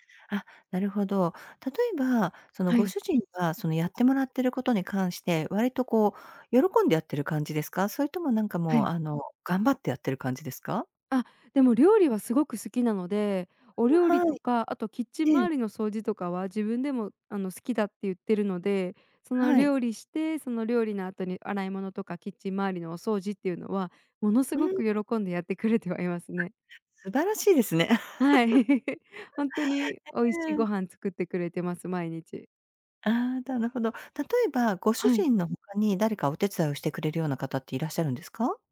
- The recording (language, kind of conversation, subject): Japanese, advice, 家事や育児で自分の時間が持てないことについて、どのように感じていますか？
- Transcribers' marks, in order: laugh